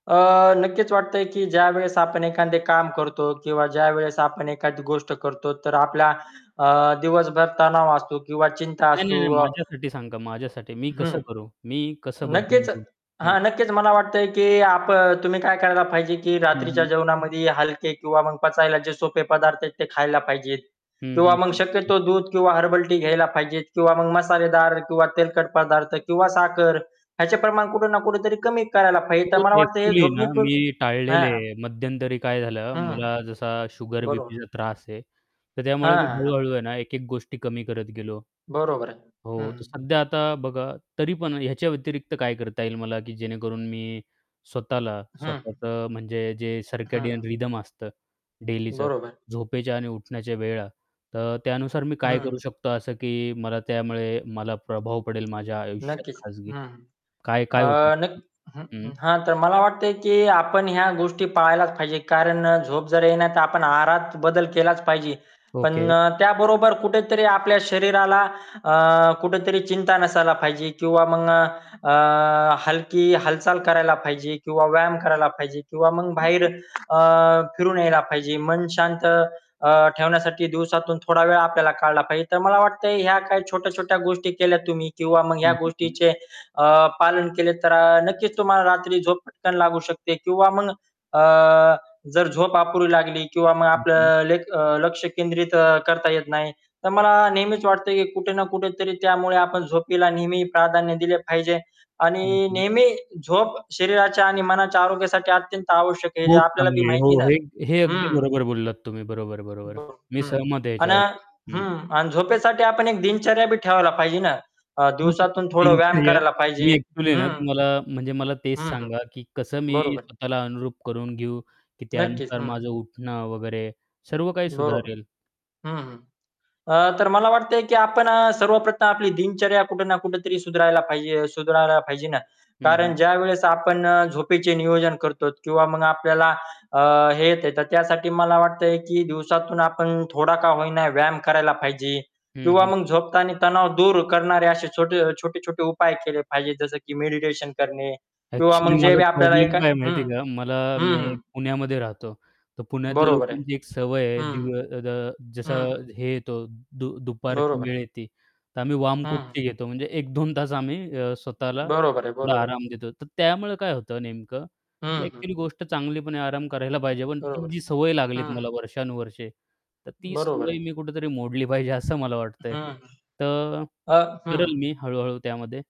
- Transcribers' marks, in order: static; other background noise; distorted speech; tapping; in English: "सर्केडियन रिदम"; unintelligible speech; unintelligible speech; unintelligible speech; laughing while speaking: "एक-दोन तास"; wind; laughing while speaking: "मोडली पाहिजे, असं मला वाटतंय"
- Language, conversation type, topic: Marathi, podcast, तुम्ही तुमच्या झोपेच्या सवयी कशा राखता आणि त्याबद्दलचा तुमचा अनुभव काय आहे?